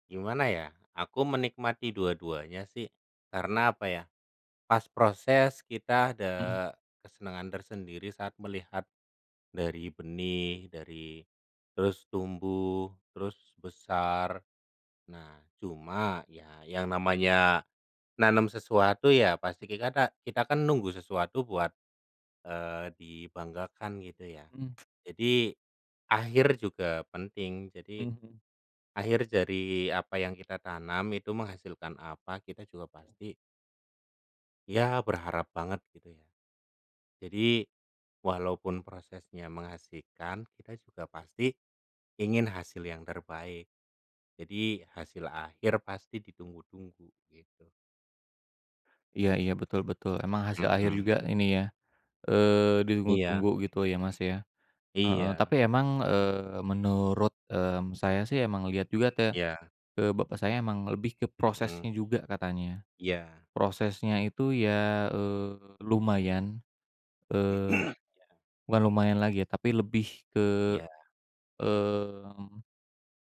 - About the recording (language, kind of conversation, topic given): Indonesian, unstructured, Apa hal yang paling menyenangkan menurutmu saat berkebun?
- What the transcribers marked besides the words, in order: other background noise; throat clearing; tapping